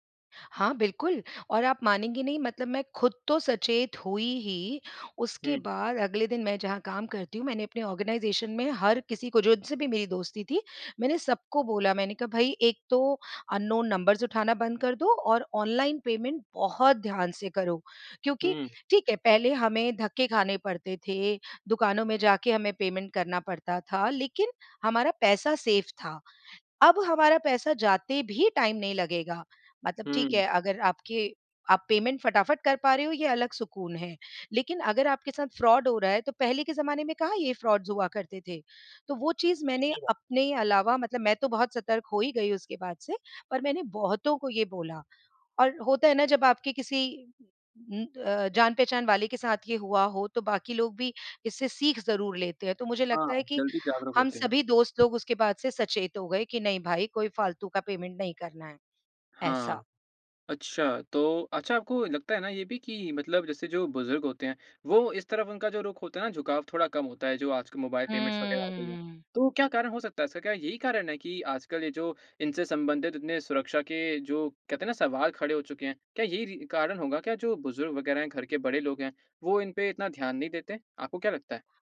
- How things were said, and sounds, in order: in English: "ऑर्गेनाइज़ेशन"; in English: "अननोन नंबर्स"; in English: "पेमेंट"; in English: "पेमेंट"; in English: "सेफ़"; in English: "टाइम"; in English: "पेमेंट"; in English: "फ्रॉड"; in English: "फ्रॉड्स"; in English: "पेमेंट"; in English: "पेमेंट्स"
- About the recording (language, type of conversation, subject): Hindi, podcast, मोबाइल भुगतान का इस्तेमाल करने में आपको क्या अच्छा लगता है और क्या बुरा लगता है?